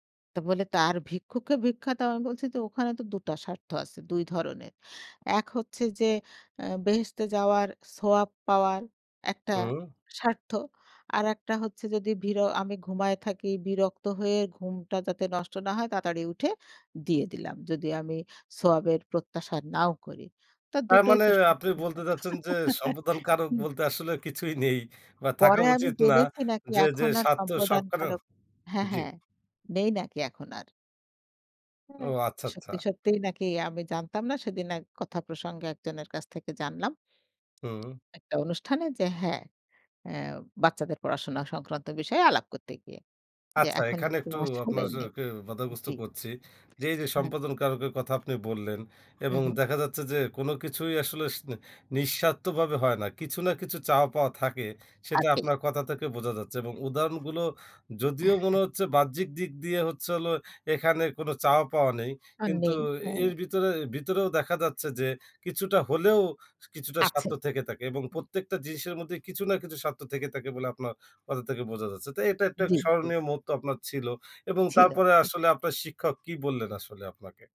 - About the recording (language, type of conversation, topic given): Bengali, podcast, আপনার কোনো শিক্ষকের সঙ্গে কি এমন কোনো স্মরণীয় মুহূর্ত আছে, যা আপনি বর্ণনা করতে চান?
- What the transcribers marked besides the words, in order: other background noise; laugh; tapping; chuckle